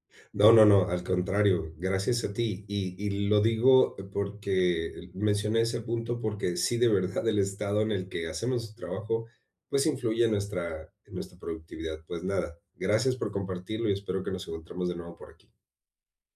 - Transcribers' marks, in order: none
- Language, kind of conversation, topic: Spanish, advice, ¿Cómo puedo crear una rutina para mantener la energía estable todo el día?